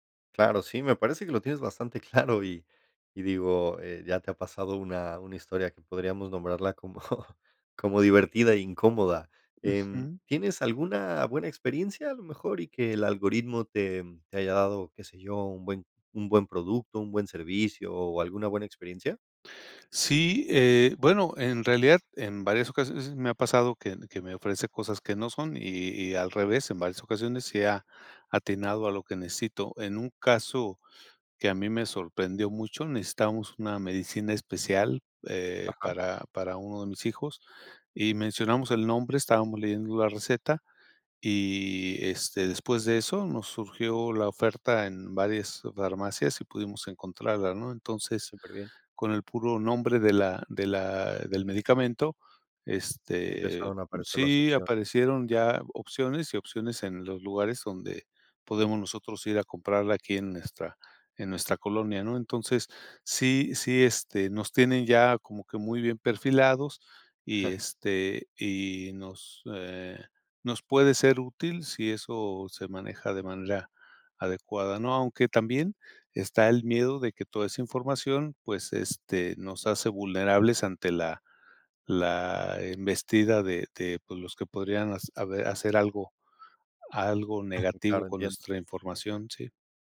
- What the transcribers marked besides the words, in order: laughing while speaking: "claro"; laughing while speaking: "como"; other background noise; chuckle; chuckle
- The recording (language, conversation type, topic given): Spanish, podcast, ¿Cómo influye el algoritmo en lo que consumimos?